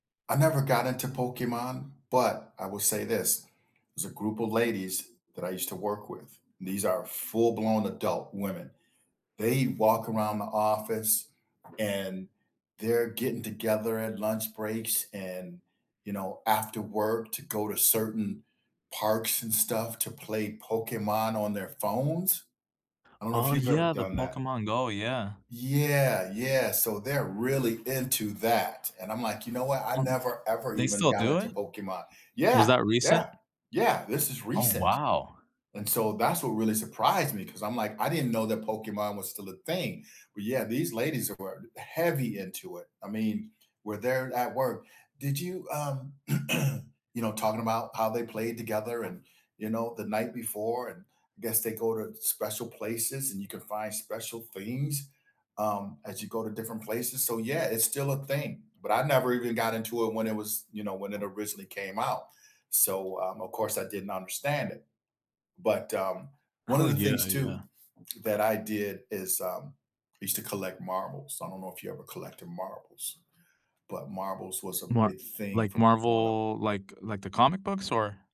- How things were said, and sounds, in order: other background noise; tapping; throat clearing
- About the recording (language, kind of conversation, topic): English, unstructured, What childhood hobby have you recently rediscovered?
- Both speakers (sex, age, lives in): male, 35-39, United States; male, 60-64, United States